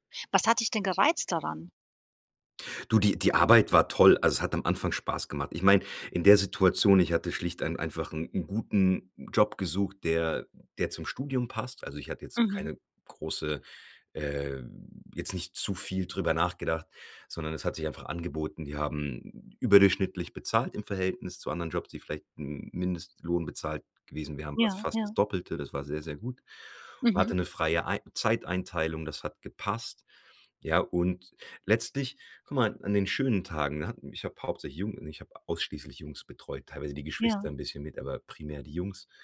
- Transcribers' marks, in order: none
- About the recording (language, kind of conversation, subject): German, podcast, Wie merkst du, dass du kurz vor einem Burnout stehst?